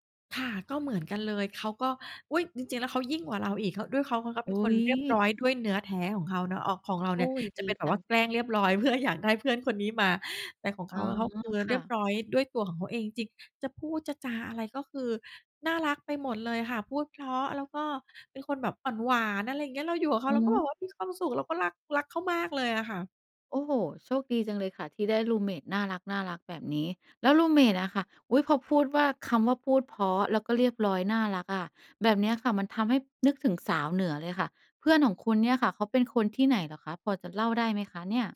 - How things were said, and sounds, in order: laughing while speaking: "เพื่ออยากได้"; chuckle
- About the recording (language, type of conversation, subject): Thai, podcast, มีคำแนะนำสำหรับคนที่เพิ่งย้ายมาอยู่เมืองใหม่ว่าจะหาเพื่อนได้อย่างไรบ้าง?